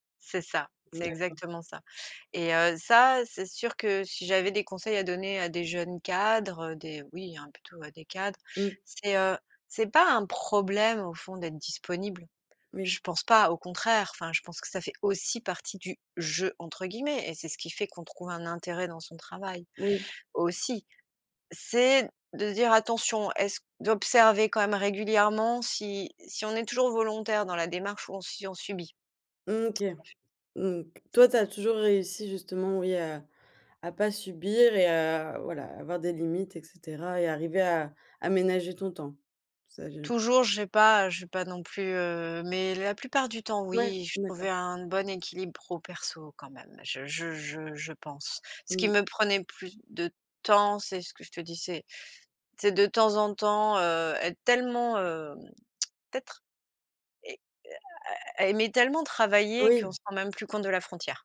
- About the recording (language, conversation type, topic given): French, podcast, Quelles habitudes numériques t’aident à déconnecter ?
- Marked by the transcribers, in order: other background noise; stressed: "aussi"; stressed: "jeu"; unintelligible speech; unintelligible speech; tapping